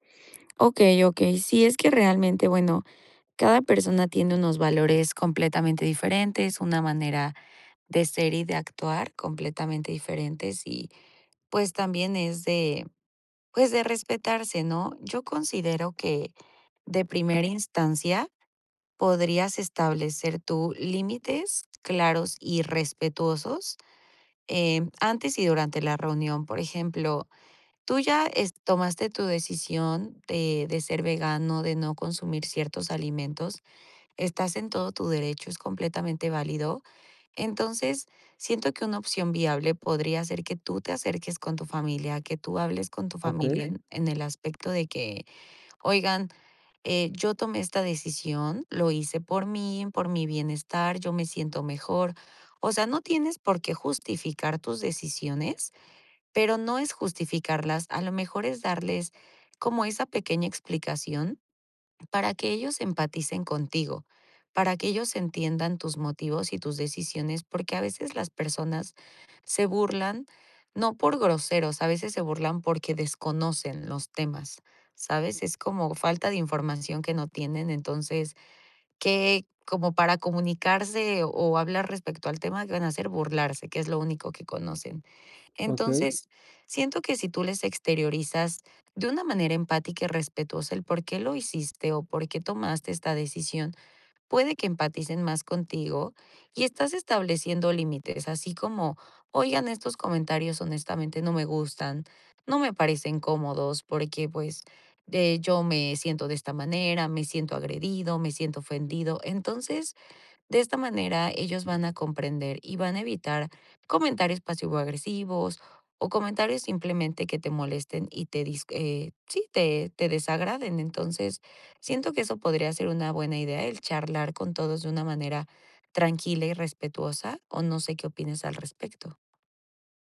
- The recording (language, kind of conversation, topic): Spanish, advice, ¿Cómo puedo mantener la armonía en reuniones familiares pese a claras diferencias de valores?
- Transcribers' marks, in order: tapping; other background noise